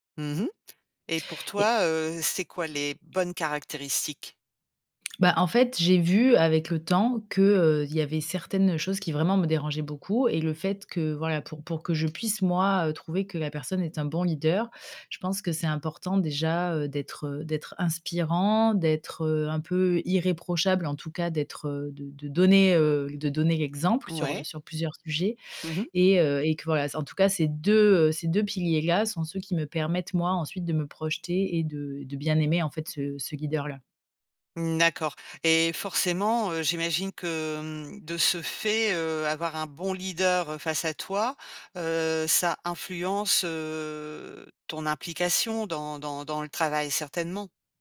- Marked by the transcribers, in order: tapping; other background noise; drawn out: "heu"
- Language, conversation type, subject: French, podcast, Qu’est-ce qui, pour toi, fait un bon leader ?